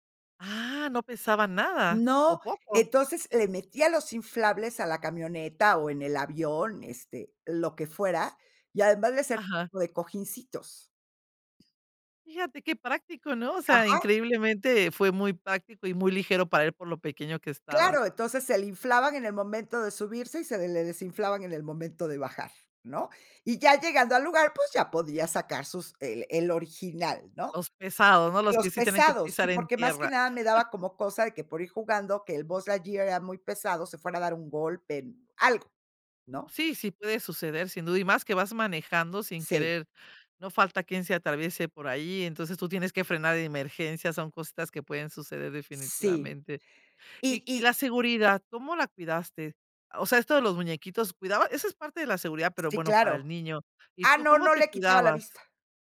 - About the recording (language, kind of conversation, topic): Spanish, podcast, ¿Cómo cuidas tu seguridad cuando viajas solo?
- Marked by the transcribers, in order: other noise; chuckle